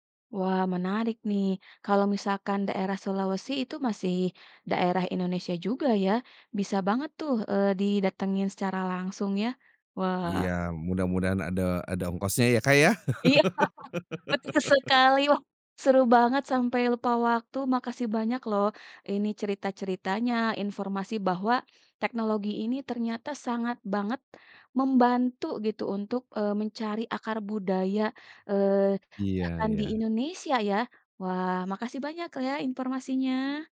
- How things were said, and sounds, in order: chuckle; laughing while speaking: "Betul"; laugh; other background noise
- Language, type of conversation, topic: Indonesian, podcast, Bagaimana teknologi membantu kamu tetap dekat dengan akar budaya?